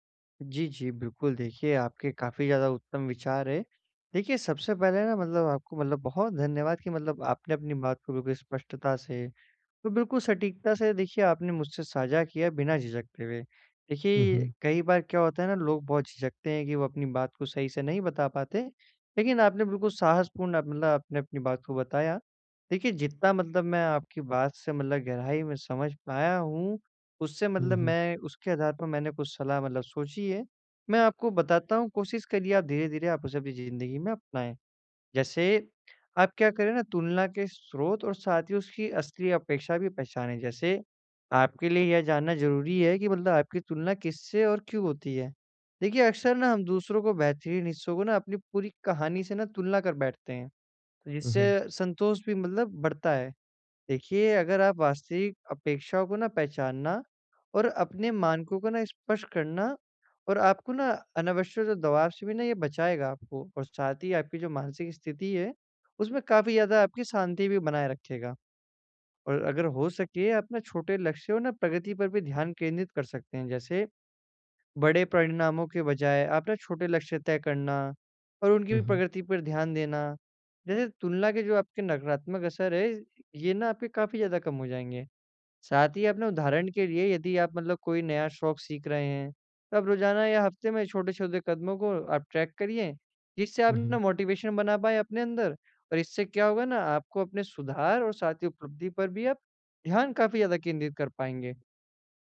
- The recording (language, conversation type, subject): Hindi, advice, तुलना और असफलता मेरे शौक और कोशिशों को कैसे प्रभावित करती हैं?
- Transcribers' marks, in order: in English: "ट्रैक"; in English: "मोटिवेशन"